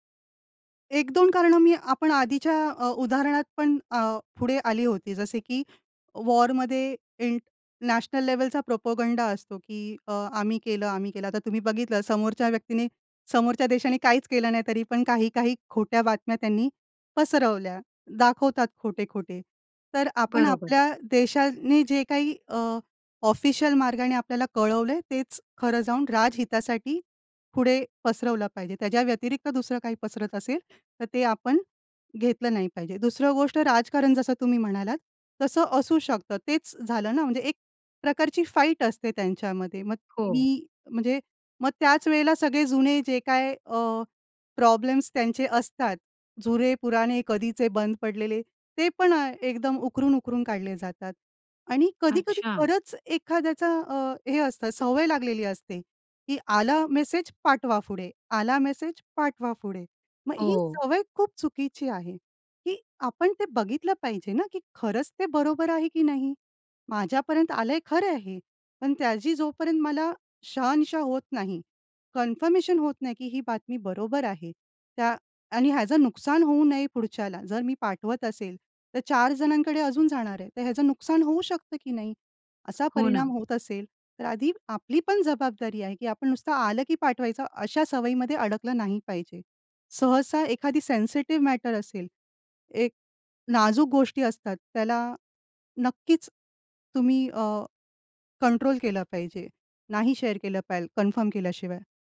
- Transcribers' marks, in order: in English: "वॉरमध्ये इंट नॅशनल"; in English: "प्रोपगंडा"; in English: "ऑफिशियल"; in English: "फाईट"; in English: "प्रॉब्लेम्स"; in English: "कन्फर्मेशन"; in English: "सेन्सिटिव्ह मॅटर"; in English: "कंट्रोल"; in English: "शेअर"; in English: "कन्फर्म"
- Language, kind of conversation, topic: Marathi, podcast, सोशल मिडियावर खोटी माहिती कशी पसरते?